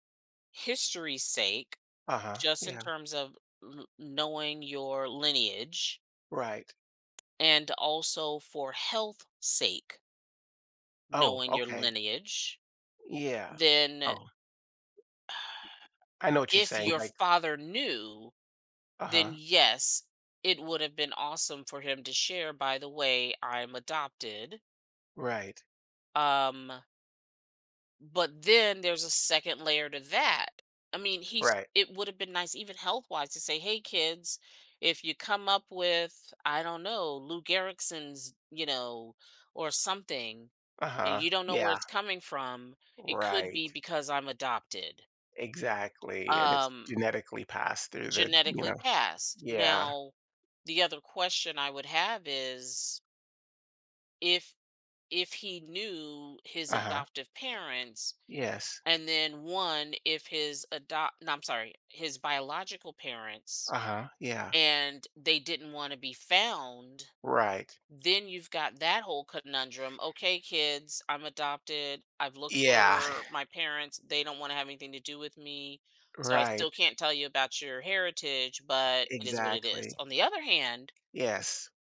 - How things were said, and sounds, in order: tapping; other background noise; sigh; "Gehrig's" said as "Gehrigsons"
- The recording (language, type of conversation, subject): English, advice, How should I tell my parents about a serious family secret?